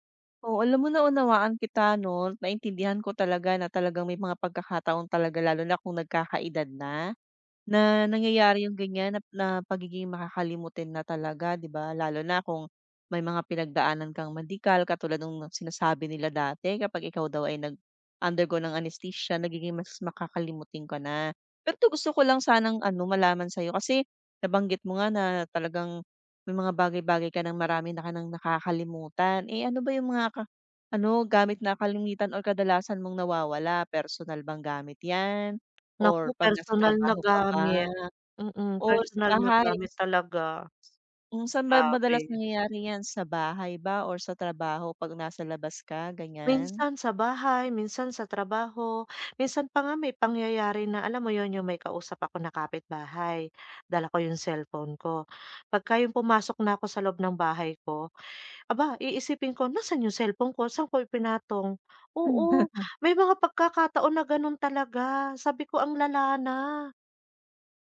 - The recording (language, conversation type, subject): Filipino, advice, Paano ko maaayos ang aking lugar ng trabaho kapag madalas nawawala ang mga kagamitan at kulang ang oras?
- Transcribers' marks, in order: tapping; "bahay" said as "bahays"; chuckle